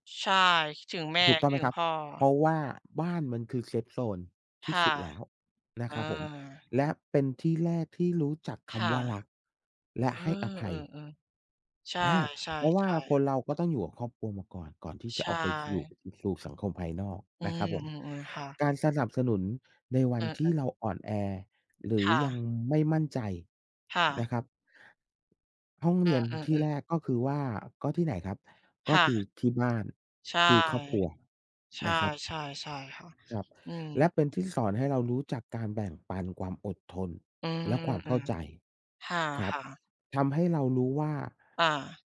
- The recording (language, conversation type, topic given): Thai, unstructured, คุณคิดว่าความสำคัญของครอบครัวคืออะไร?
- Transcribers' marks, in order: other background noise; in English: "เซฟโซน"